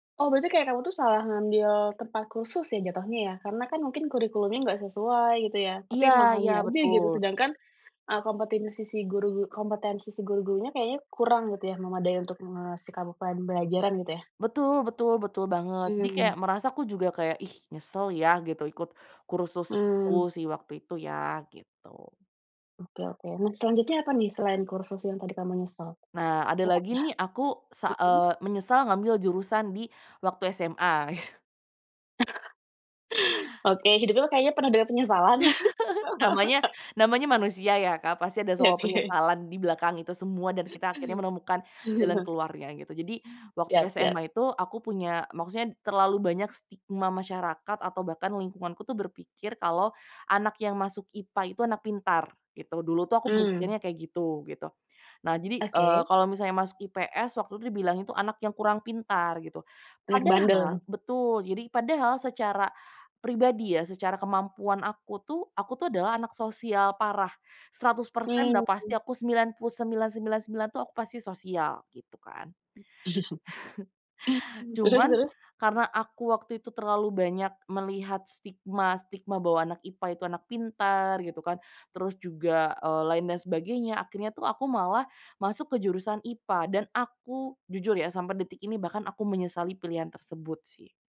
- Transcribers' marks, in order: unintelligible speech; other background noise; chuckle; chuckle; laugh; laughing while speaking: "Oke"; throat clearing; chuckle; chuckle; tapping
- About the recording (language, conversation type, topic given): Indonesian, podcast, Pernah salah pilih jurusan atau kursus? Apa yang kamu lakukan setelahnya?